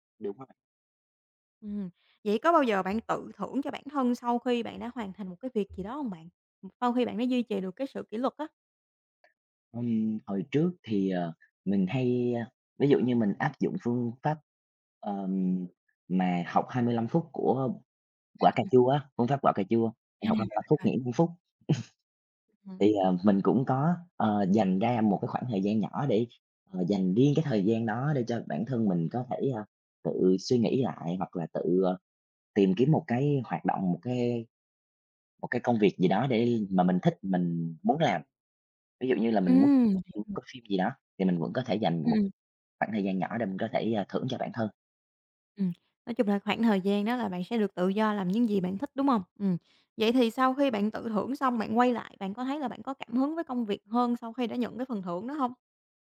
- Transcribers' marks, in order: other background noise; tapping; unintelligible speech; chuckle
- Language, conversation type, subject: Vietnamese, podcast, Làm sao bạn duy trì kỷ luật khi không có cảm hứng?